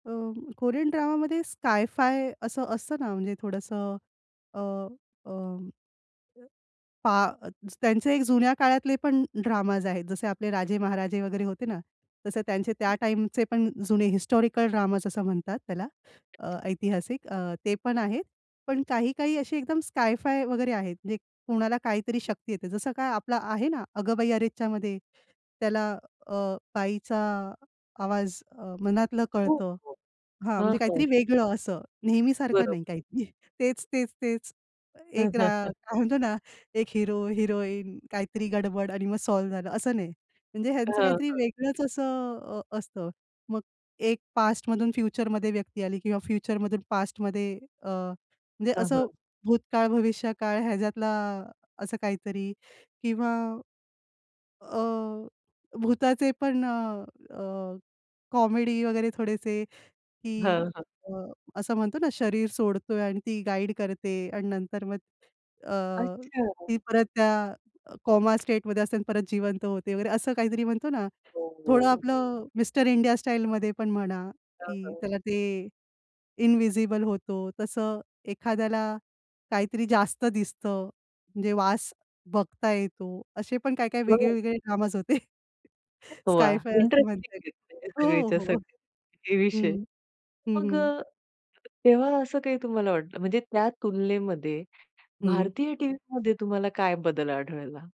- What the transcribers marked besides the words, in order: tapping; other background noise; chuckle; laughing while speaking: "काहीतरी"; laughing while speaking: "काय म्हणतो ना"; in English: "सॉल्व्ह"; in English: "कॉमेडी"; in English: "कॉमा स्टेटमध्ये"; in English: "इन्व्हिजिबल"; laughing while speaking: "ड्रामाज होते. स्काय-फाय असं म्हणता येईल. हो, हो, हो"; chuckle
- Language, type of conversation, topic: Marathi, podcast, कोरियन मालिकांमुळे भारतीय दूरदर्शनवर कोणते बदल झाले आहेत?